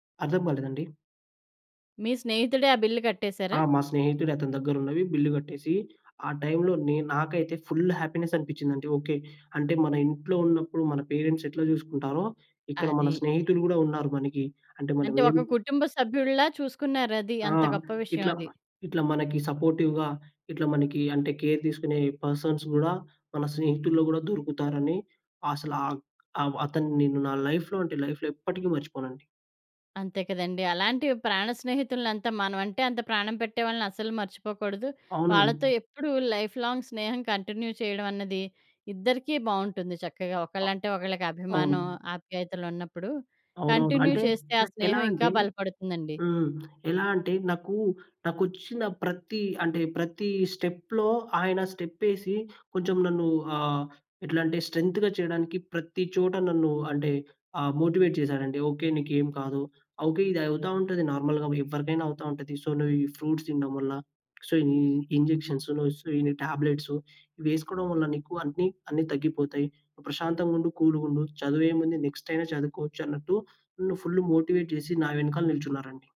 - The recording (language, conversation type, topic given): Telugu, podcast, స్నేహితులు, కుటుంబం మీకు రికవరీలో ఎలా తోడ్పడారు?
- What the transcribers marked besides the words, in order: in English: "బిల్"; in English: "ఫుల్ హ్యాపీనెస్"; in English: "పేరెంట్స్"; in English: "సపోర్టివ్‌గా"; in English: "కేర్"; in English: "పర్సన్స్"; in English: "లైఫ్‌లో"; in English: "లైఫ్‌లో"; in English: "లైఫ్‌లాంగ్"; in English: "కంటిన్యూ"; in English: "కంటిన్యూ"; in English: "స్టెప్‌లో"; in English: "స్ట్రెంగ్త్‌గా"; in English: "మోటివేట్"; in English: "నార్మల్‌గా"; in English: "సో"; in English: "ఫ్రూట్స్"; in English: "సో"; in English: "నెక్స్ట్"; in English: "ఫుల్ ఫుల్ మోటివేట్"